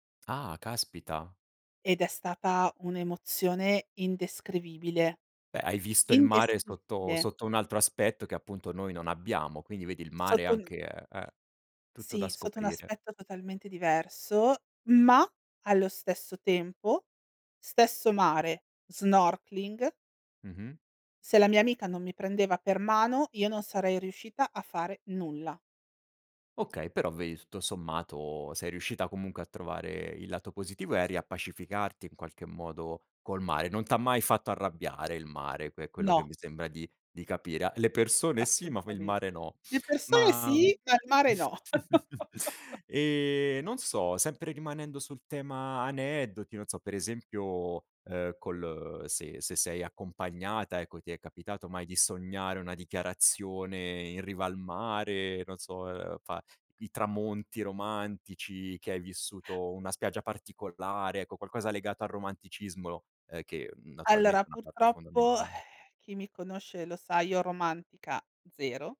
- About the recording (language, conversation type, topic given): Italian, podcast, Cosa ti piace di più del mare e perché?
- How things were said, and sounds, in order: other background noise; stressed: "ma"; in English: "snorkeling"; tapping; laugh; snort; sigh